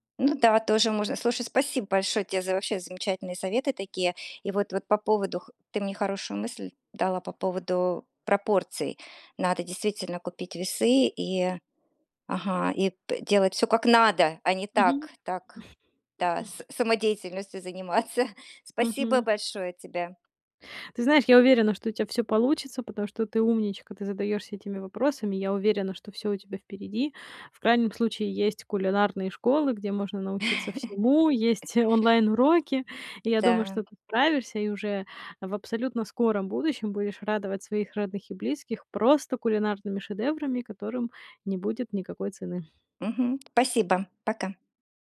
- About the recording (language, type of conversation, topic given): Russian, advice, Как перестать бояться ошибок, когда готовишь новые блюда?
- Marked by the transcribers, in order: chuckle; laughing while speaking: "заниматься"; tapping; laugh; other background noise